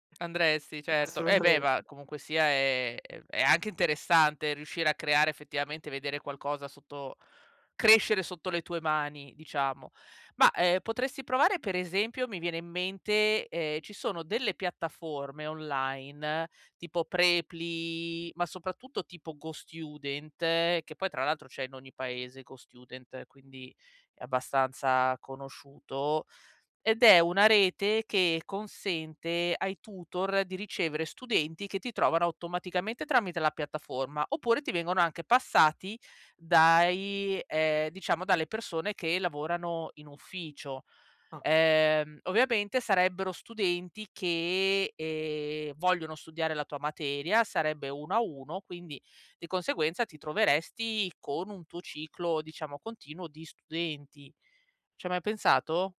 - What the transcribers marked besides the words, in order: none
- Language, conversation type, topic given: Italian, advice, Come posso iniziare a riconoscere e notare i miei piccoli successi quotidiani?